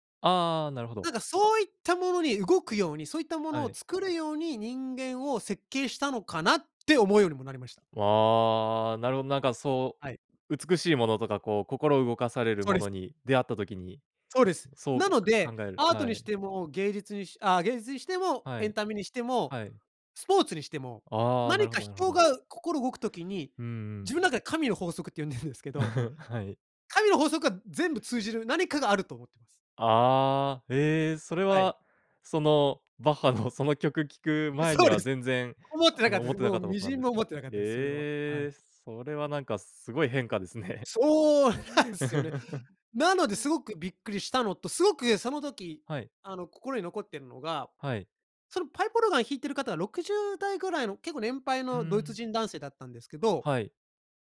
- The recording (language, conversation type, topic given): Japanese, podcast, 初めて強く心に残った曲を覚えていますか？
- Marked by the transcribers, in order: giggle; laughing while speaking: "バッハの"; laughing while speaking: "そうです"; laughing while speaking: "ですね"; laughing while speaking: "なんすよね"; laugh